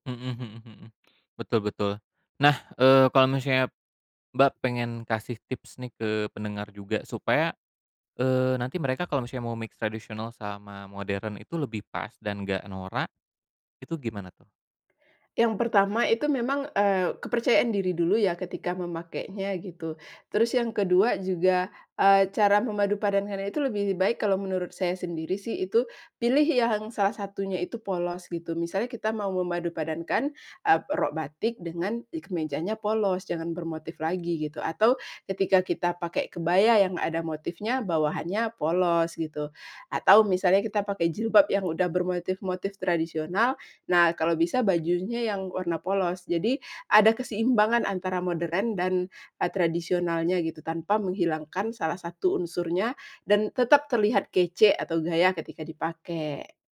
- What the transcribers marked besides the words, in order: other background noise; in English: "mix"
- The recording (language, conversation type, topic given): Indonesian, podcast, Kenapa banyak orang suka memadukan pakaian modern dan tradisional, menurut kamu?